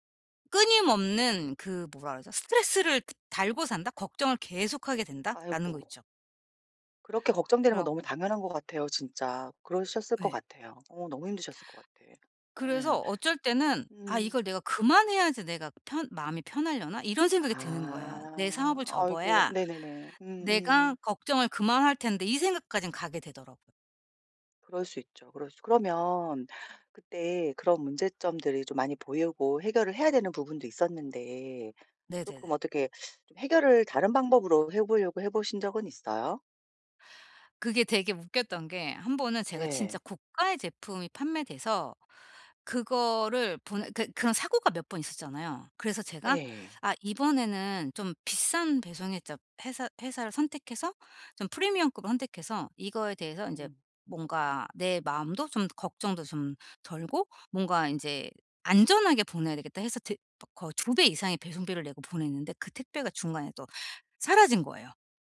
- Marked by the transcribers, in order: tapping; other background noise
- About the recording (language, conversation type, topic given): Korean, advice, 걱정이 멈추지 않을 때, 걱정을 줄이고 해결에 집중하려면 어떻게 해야 하나요?